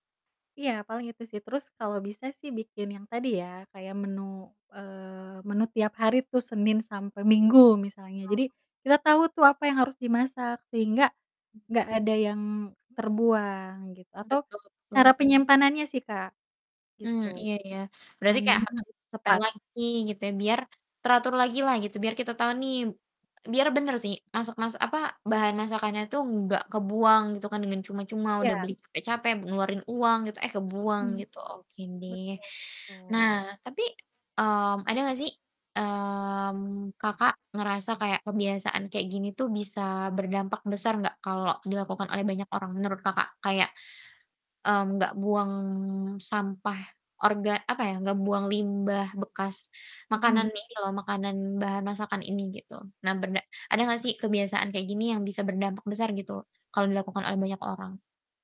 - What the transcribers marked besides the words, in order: distorted speech; other background noise; static; tapping
- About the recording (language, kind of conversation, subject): Indonesian, podcast, Bagaimana kamu merencanakan pemanfaatan sisa makanan agar tidak terbuang percuma?